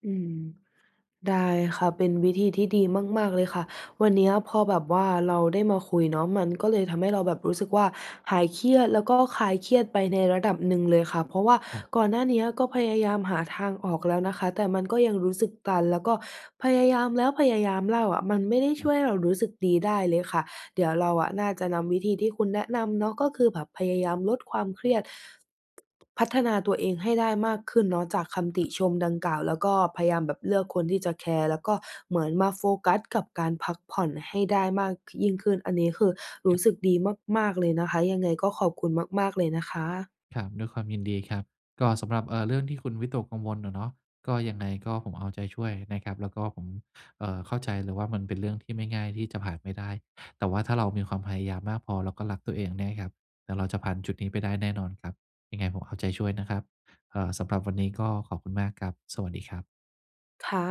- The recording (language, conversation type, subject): Thai, advice, จะจัดการความวิตกกังวลหลังได้รับคำติชมอย่างไรดี?
- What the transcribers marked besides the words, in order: other background noise; tapping